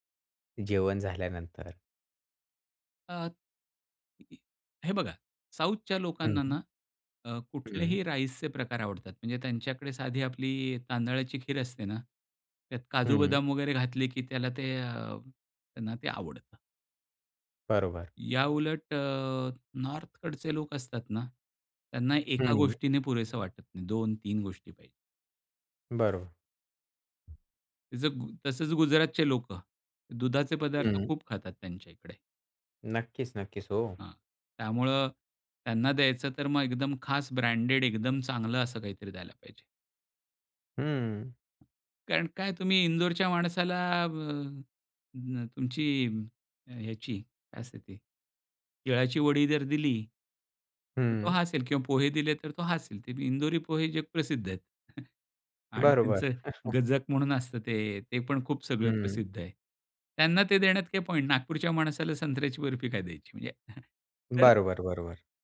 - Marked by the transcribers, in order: other noise; in English: "नॉर्थकडचे"; other background noise; chuckle; chuckle; chuckle
- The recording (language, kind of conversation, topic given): Marathi, podcast, तुम्ही पाहुण्यांसाठी मेनू कसा ठरवता?